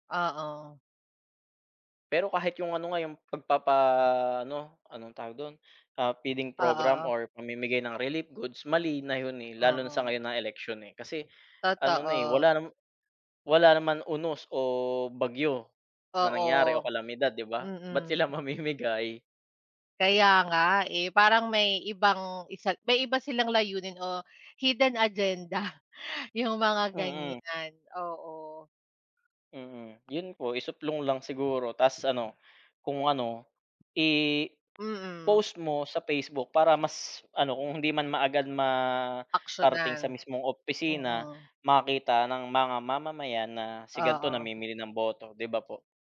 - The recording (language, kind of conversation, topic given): Filipino, unstructured, Ano ang nararamdaman mo kapag may mga isyu ng pandaraya sa eleksiyon?
- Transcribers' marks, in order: laughing while speaking: "mamimigay?"; tapping; laughing while speaking: "agenda yung mga ganyan"